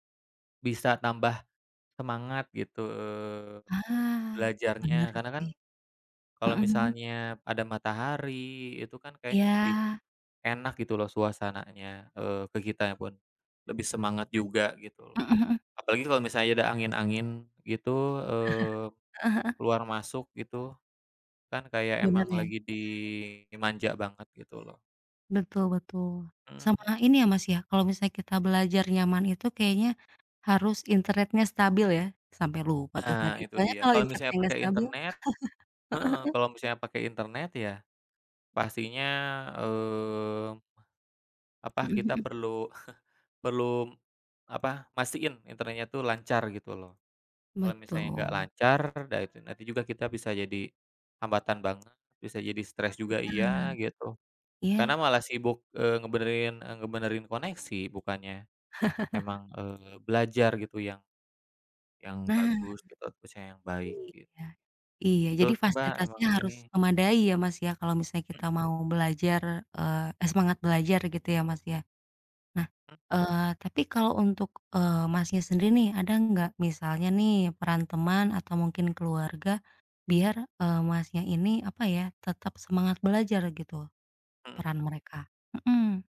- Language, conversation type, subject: Indonesian, unstructured, Bagaimana cara kamu mengatasi rasa malas saat belajar?
- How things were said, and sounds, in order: other background noise; chuckle; background speech; laugh; chuckle; laugh; tapping